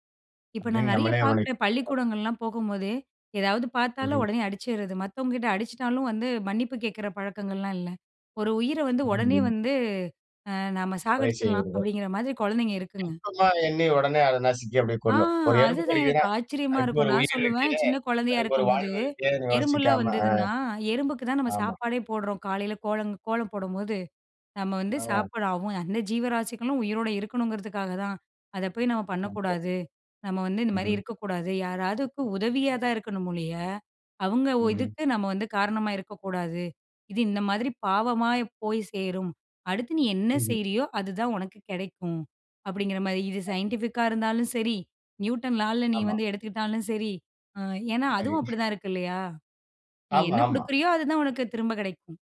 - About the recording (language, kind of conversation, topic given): Tamil, podcast, அடுத்த தலைமுறைக்கு நீங்கள் ஒரே ஒரு மதிப்பை மட்டும் வழங்க வேண்டுமென்றால், அது எது?
- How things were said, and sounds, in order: unintelligible speech; unintelligible speech; drawn out: "ஆ"; unintelligible speech; other noise